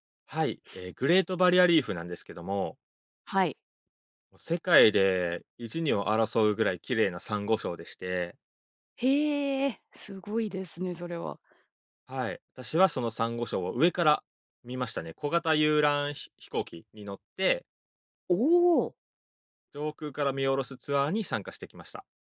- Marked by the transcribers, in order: none
- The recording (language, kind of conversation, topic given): Japanese, podcast, 自然の中で最も感動した体験は何ですか？